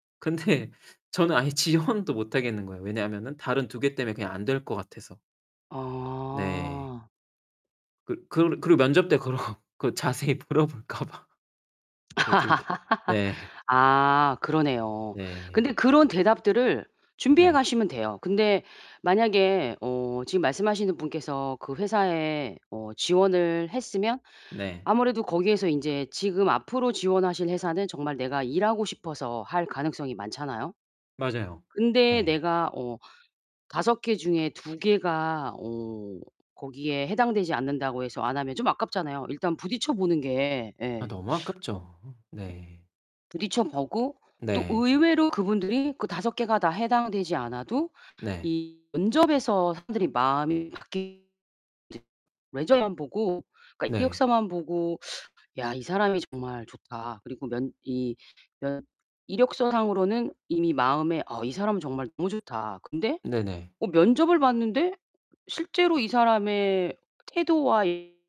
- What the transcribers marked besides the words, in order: laughing while speaking: "근데"; laughing while speaking: "아예 지원도"; other background noise; laughing while speaking: "그러 그 자세히 물어볼까 봐"; laugh; tapping; distorted speech; in English: "레저만"; teeth sucking
- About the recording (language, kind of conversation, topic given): Korean, advice, 면접 불안 때문에 일자리 지원을 주저하시나요?